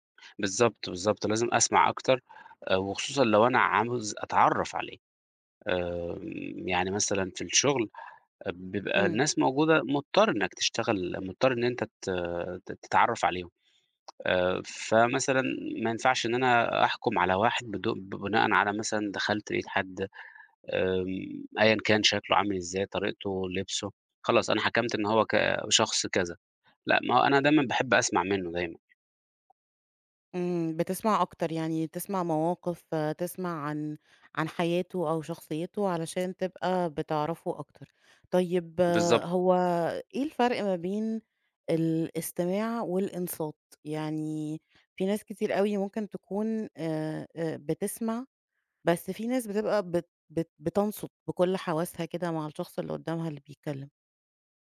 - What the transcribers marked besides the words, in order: none
- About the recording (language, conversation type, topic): Arabic, podcast, إزاي بتستخدم الاستماع عشان تبني ثقة مع الناس؟